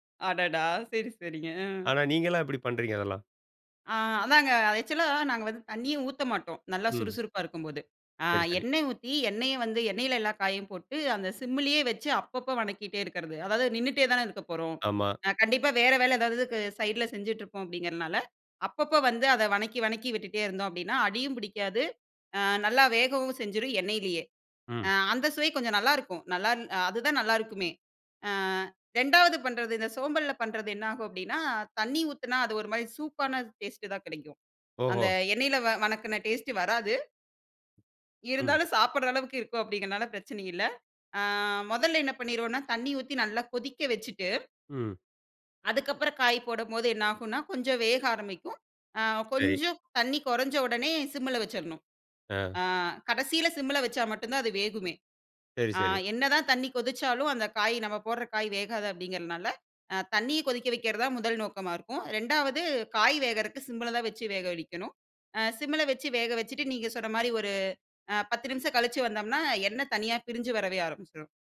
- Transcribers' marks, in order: chuckle; chuckle
- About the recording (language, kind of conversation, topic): Tamil, podcast, தூண்டுதல் குறைவாக இருக்கும் நாட்களில் உங்களுக்கு உதவும் உங்கள் வழிமுறை என்ன?